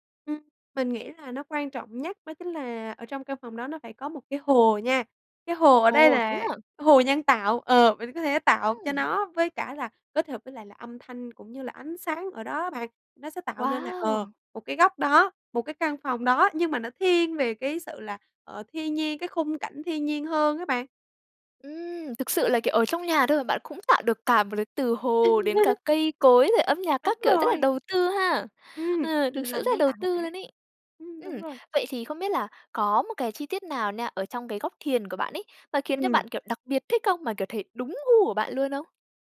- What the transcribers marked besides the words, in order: tapping; laugh
- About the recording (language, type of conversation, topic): Vietnamese, podcast, Làm sao để tạo một góc thiên nhiên nhỏ để thiền giữa thành phố?